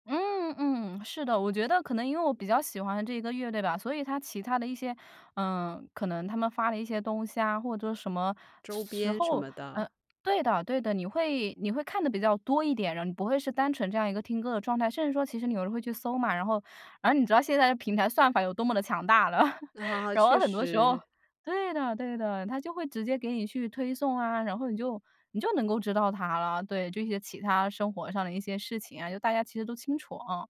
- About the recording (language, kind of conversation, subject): Chinese, podcast, 你有没有哪段时间突然大幅改变了自己的听歌风格？
- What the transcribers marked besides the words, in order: laughing while speaking: "大了"